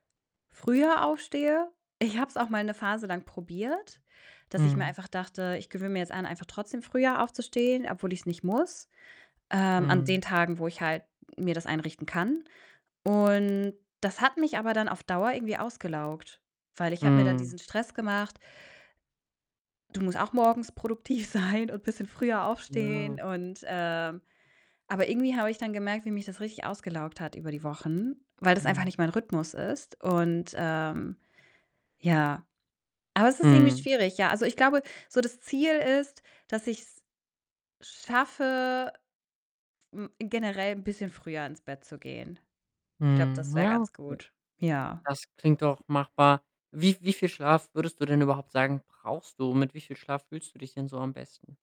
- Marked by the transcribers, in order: distorted speech; laughing while speaking: "Ich"; laughing while speaking: "produktiv sein"; tapping
- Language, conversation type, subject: German, advice, Wie kann ich eine Abendroutine entwickeln, damit ich vor dem Schlafengehen leichter abschalten kann?